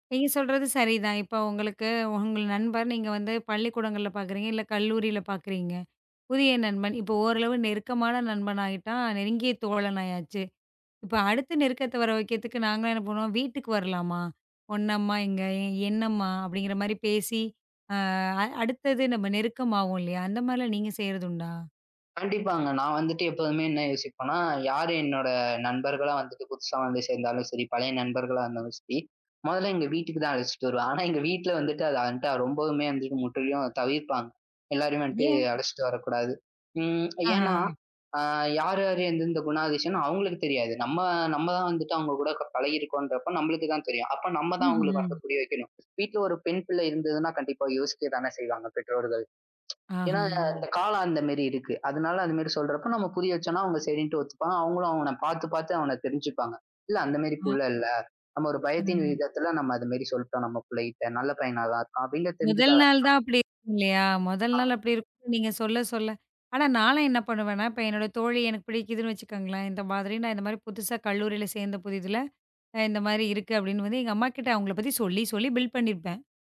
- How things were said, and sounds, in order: tsk; other noise; in English: "பிள்ட்"
- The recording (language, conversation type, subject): Tamil, podcast, புதிய நண்பர்களுடன் நெருக்கத்தை நீங்கள் எப்படிப் உருவாக்குகிறீர்கள்?